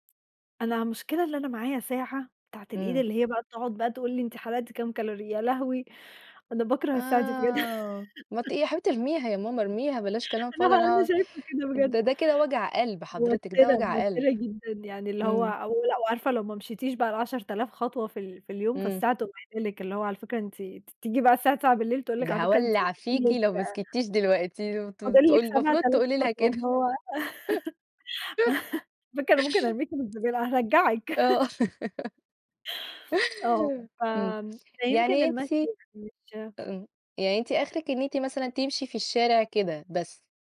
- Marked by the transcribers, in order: tapping; in English: "calorie"; giggle; giggle; laughing while speaking: "علي فكرة أنا ممكن أرميكِ في الزبالة، هارجّعِك"; giggle; laughing while speaking: "آه"; laugh; giggle; unintelligible speech
- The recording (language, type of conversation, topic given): Arabic, unstructured, هل بتفضل تتمرن في البيت ولا في الجيم؟